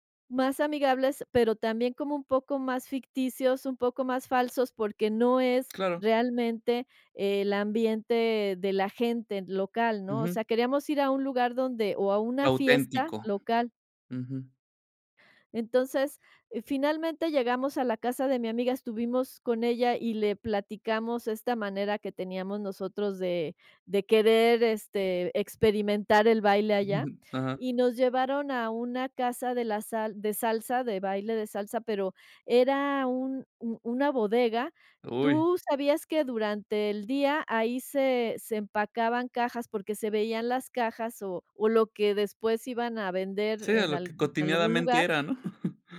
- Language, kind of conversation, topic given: Spanish, podcast, ¿Alguna vez te han recomendado algo que solo conocen los locales?
- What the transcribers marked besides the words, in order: chuckle; "cotidianamente" said as "cotiniadamente"; chuckle